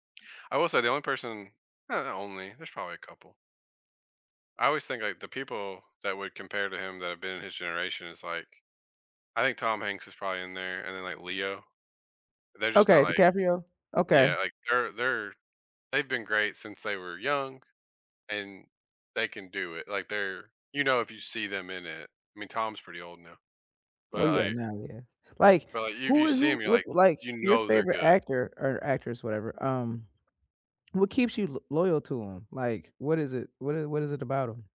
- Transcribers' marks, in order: other background noise
- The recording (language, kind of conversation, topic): English, unstructured, Which actors would you watch in anything, and which of their recent roles impressed you?
- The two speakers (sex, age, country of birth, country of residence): female, 45-49, United States, United States; male, 35-39, United States, United States